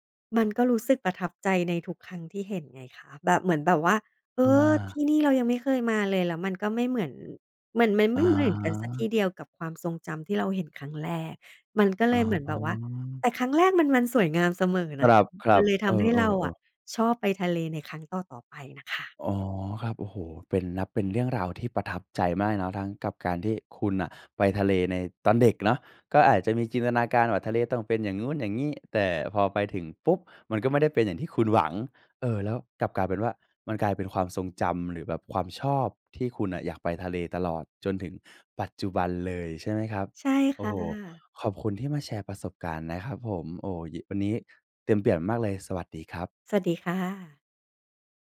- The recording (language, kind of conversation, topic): Thai, podcast, ท้องทะเลที่เห็นครั้งแรกส่งผลต่อคุณอย่างไร?
- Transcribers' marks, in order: none